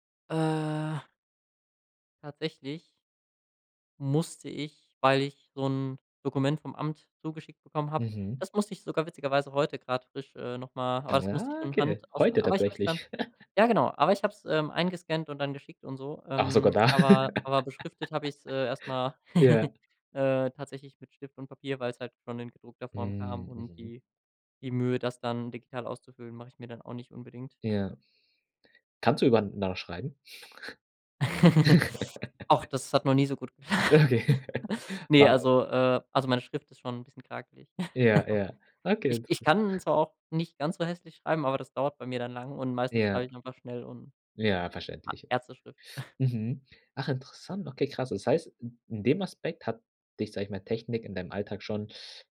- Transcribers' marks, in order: laugh; other background noise; laugh; chuckle; unintelligible speech; chuckle; laugh; laughing while speaking: "ge"; snort; laughing while speaking: "Okay"; laugh; chuckle; snort
- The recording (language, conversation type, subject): German, podcast, Sag mal, wie beeinflusst Technik deinen Alltag heute am meisten?